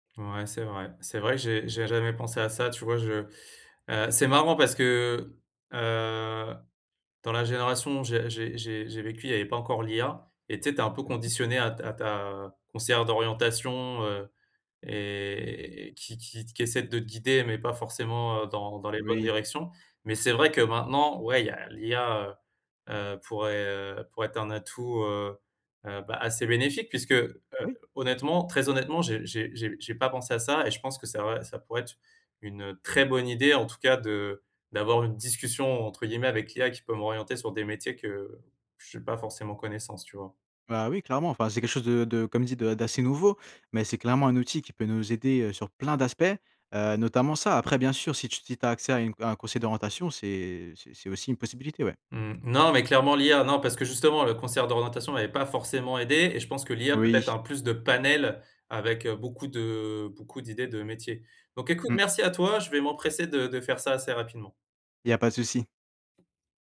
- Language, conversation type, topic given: French, advice, Comment puis-je trouver du sens après une perte liée à un changement ?
- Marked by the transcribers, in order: other background noise; drawn out: "et"; stressed: "très"; tapping; stressed: "panel"